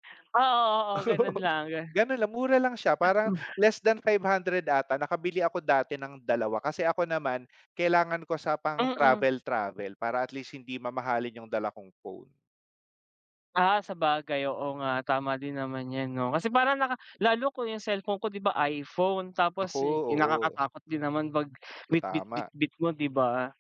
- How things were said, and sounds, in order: laugh
- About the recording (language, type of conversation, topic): Filipino, unstructured, Ano ang pumapasok sa isip mo kapag may utang kang kailangan nang bayaran?